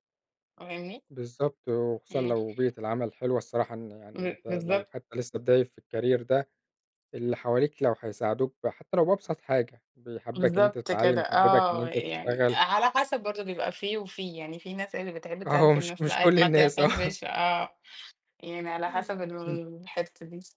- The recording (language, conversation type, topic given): Arabic, unstructured, إيه أحسن يوم عدى عليك في شغلك وليه؟
- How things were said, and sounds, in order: tapping; in English: "الcareer"; laughing while speaking: "آه ومش مش كل الناس آه"; other background noise